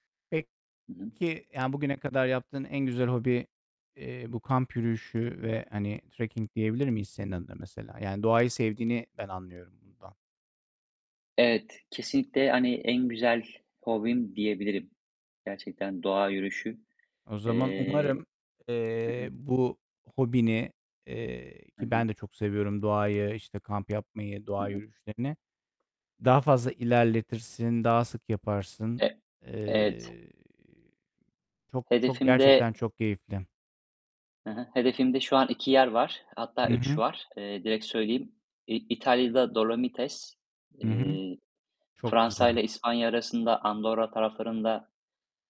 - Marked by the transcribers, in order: distorted speech; other background noise
- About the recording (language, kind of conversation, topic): Turkish, unstructured, Hobiler insanların hayatında neden önemlidir?